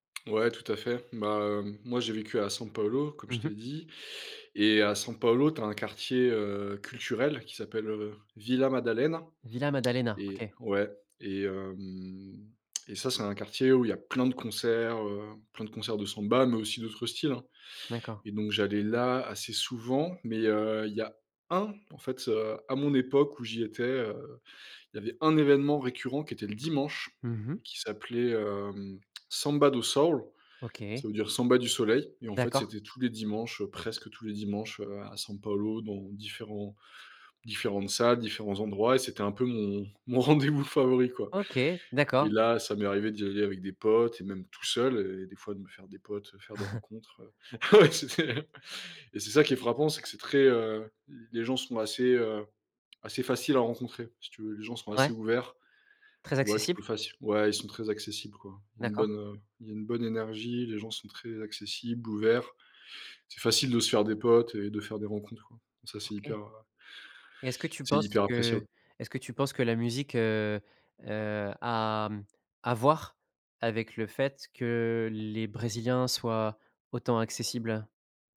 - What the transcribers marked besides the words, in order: stressed: "un"; stressed: "dimanche"; put-on voice: "Samba do Sol"; laughing while speaking: "rendez-vous"; laughing while speaking: "ouais, c'est"; chuckle
- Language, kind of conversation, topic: French, podcast, En quoi voyager a-t-il élargi ton horizon musical ?